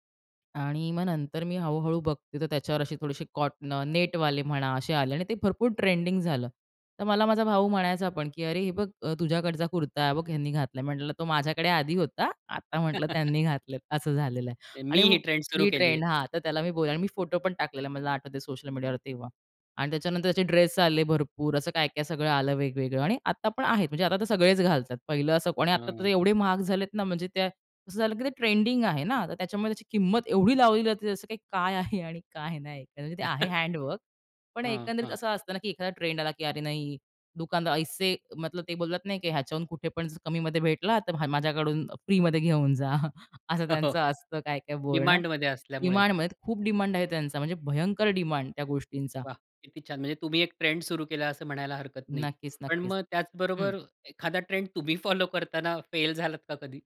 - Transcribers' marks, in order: chuckle; other background noise; laughing while speaking: "काय आहे आणि काय नाही"; chuckle; in English: "हँडवर्क"; laughing while speaking: "हो, हो"; laughing while speaking: "जा"; chuckle; laughing while speaking: "तुम्ही"
- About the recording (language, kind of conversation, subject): Marathi, podcast, फॅशन ट्रेंड्स पाळणे योग्य की स्वतःचा मार्ग धरावा काय?